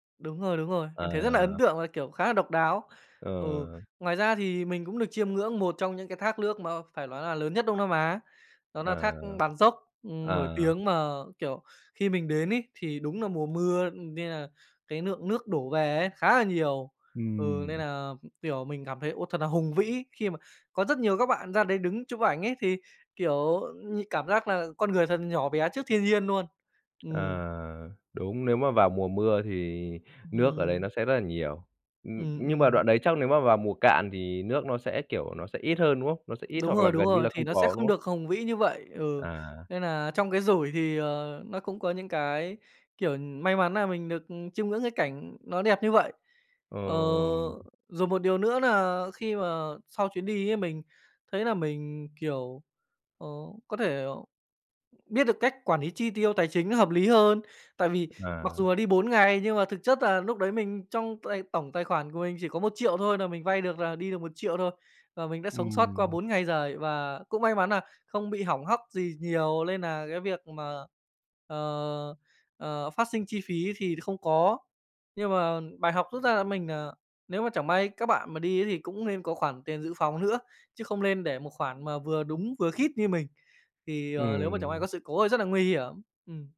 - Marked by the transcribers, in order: "nước" said as "lước"; "lượng" said as "nượng"; "luôn" said as "nuôn"; tapping; "lý" said as "ný"
- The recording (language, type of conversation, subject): Vietnamese, podcast, Bạn đã từng đi một mình chưa, và bạn cảm thấy như thế nào?